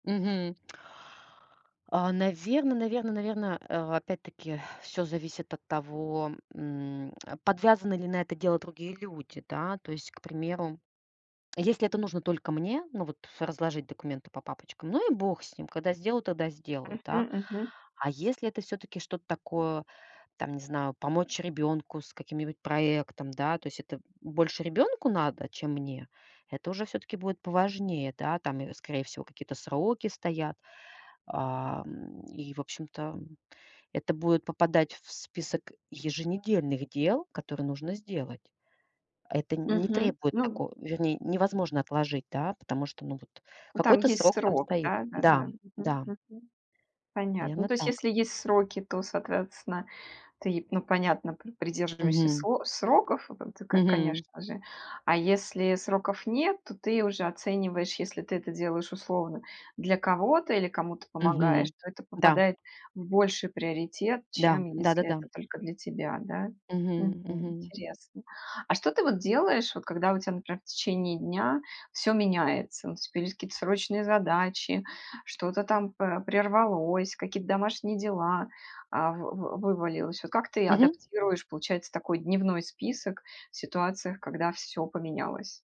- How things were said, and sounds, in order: lip smack; lip smack; tapping
- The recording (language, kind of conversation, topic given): Russian, podcast, Как ты организуешь список дел на каждый день?